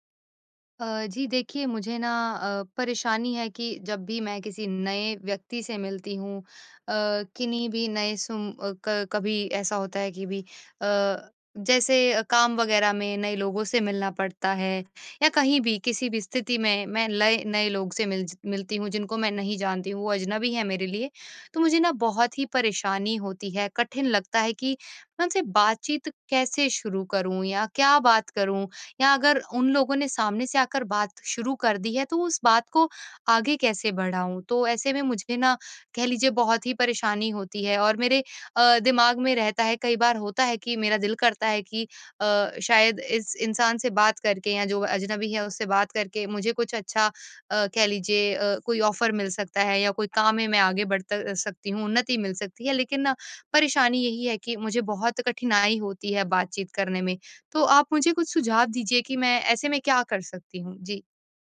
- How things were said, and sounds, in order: in English: "ऑफ़र"
- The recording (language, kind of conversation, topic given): Hindi, advice, आपको अजनबियों के साथ छोटी बातचीत करना क्यों कठिन लगता है?